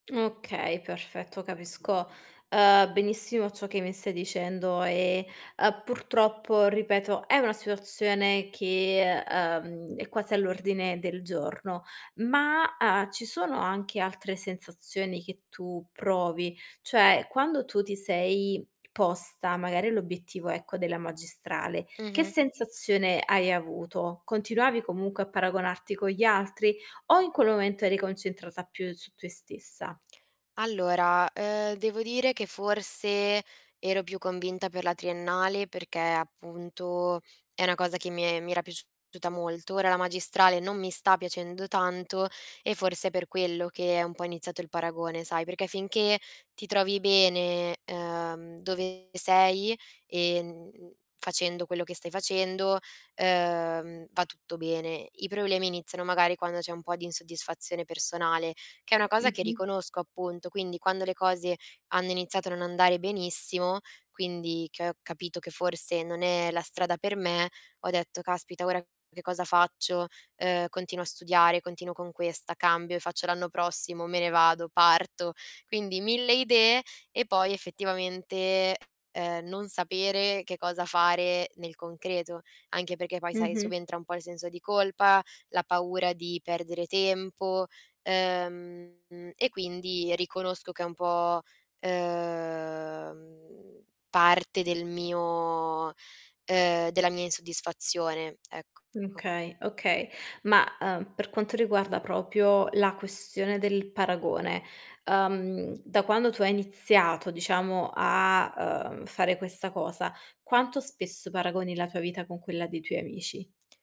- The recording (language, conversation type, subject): Italian, advice, Come posso gestire il senso di inadeguatezza che provo quando non raggiungo gli stessi traguardi dei miei amici?
- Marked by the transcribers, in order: static; distorted speech; other background noise; "perché" said as "peché"; drawn out: "uhm"; drawn out: "uhm"; drawn out: "mio"; "Okay" said as "Mkay"; "proprio" said as "propio"